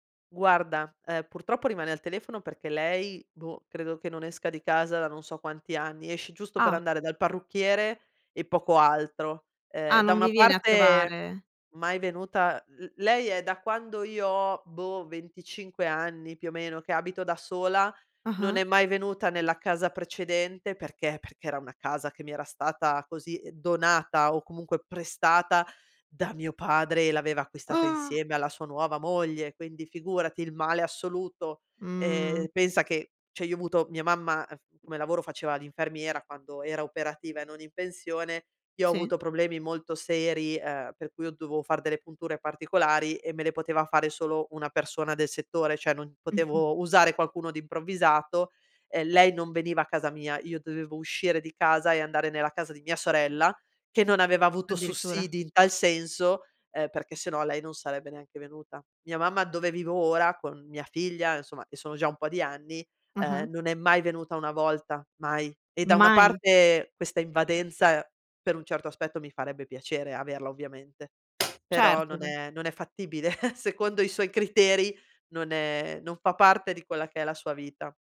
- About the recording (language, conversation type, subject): Italian, podcast, Come stabilire dei limiti con parenti invadenti?
- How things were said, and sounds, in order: stressed: "male assoluto"; tapping; laughing while speaking: "fattibile"; chuckle